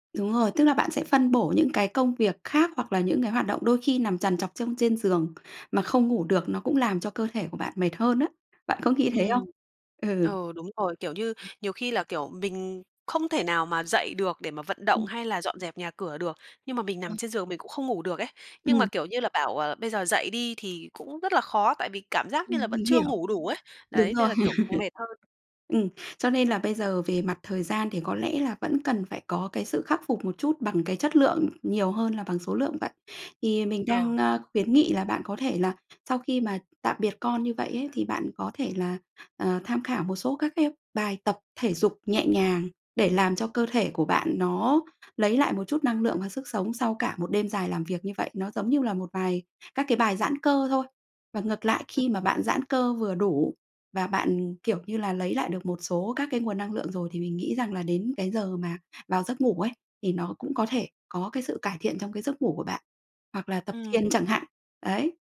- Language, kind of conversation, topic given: Vietnamese, advice, Thay đổi lịch làm việc sang ca đêm ảnh hưởng thế nào đến giấc ngủ và gia đình bạn?
- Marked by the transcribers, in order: other background noise; tapping; laugh; "còn" said as "cùm"